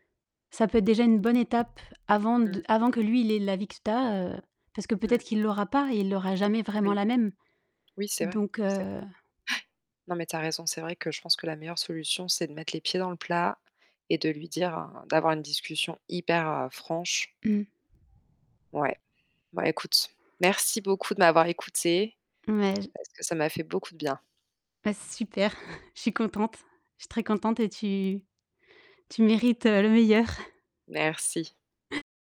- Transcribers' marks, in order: distorted speech; static; chuckle; laughing while speaking: "meilleur"; chuckle
- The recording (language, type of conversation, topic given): French, advice, De quelle façon tes amitiés ont-elles évolué, et qu’est-ce qui déclenche ta peur d’être seul ?